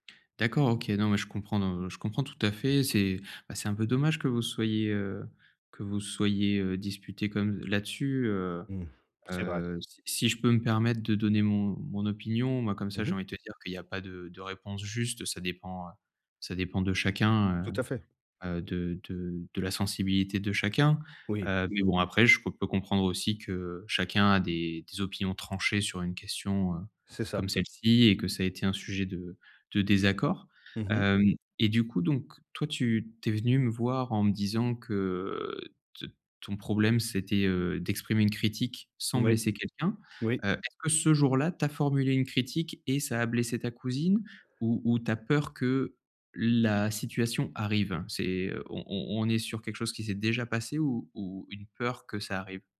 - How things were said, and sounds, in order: tapping
- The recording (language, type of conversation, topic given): French, advice, Comment puis-je exprimer une critique sans blesser mon interlocuteur ?